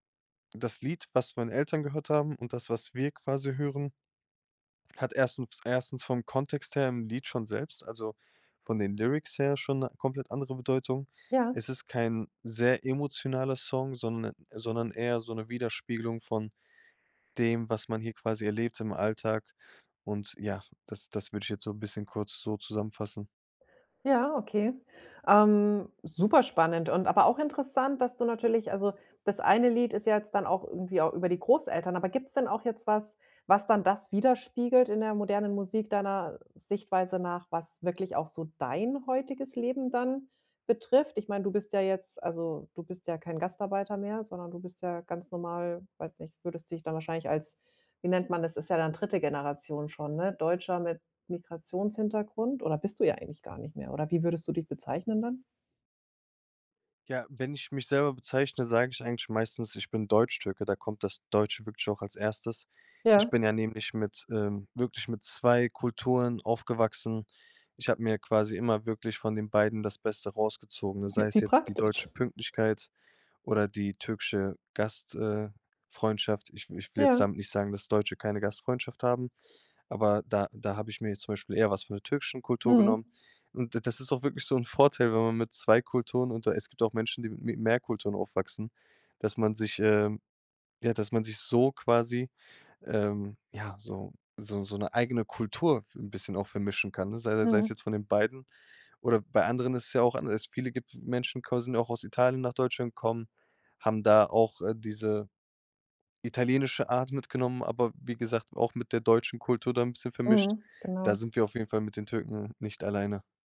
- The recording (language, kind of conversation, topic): German, podcast, Wie nimmst du kulturelle Einflüsse in moderner Musik wahr?
- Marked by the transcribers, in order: stressed: "dein"